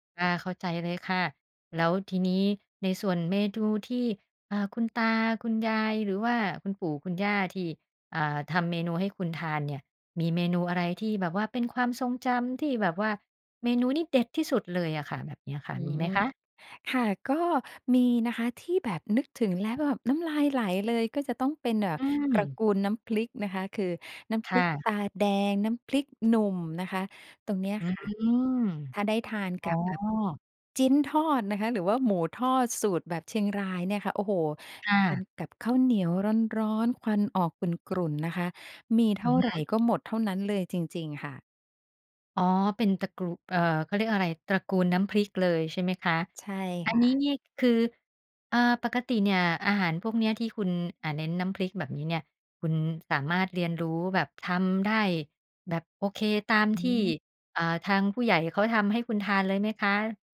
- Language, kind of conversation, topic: Thai, podcast, อาหารจานไหนที่ทำให้คุณคิดถึงคนในครอบครัวมากที่สุด?
- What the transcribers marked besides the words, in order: "เมนู" said as "เมดู"